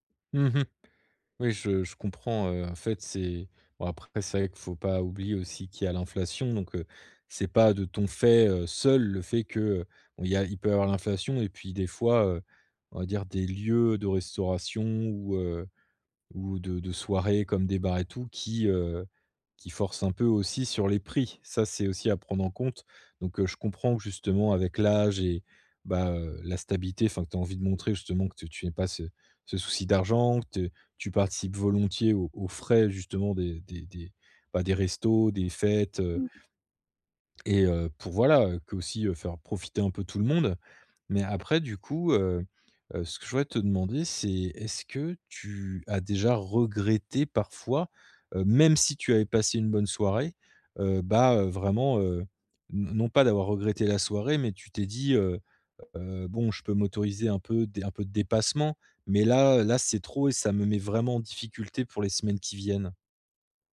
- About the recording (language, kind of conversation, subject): French, advice, Comment éviter que la pression sociale n’influence mes dépenses et ne me pousse à trop dépenser ?
- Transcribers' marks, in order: other background noise; stressed: "même"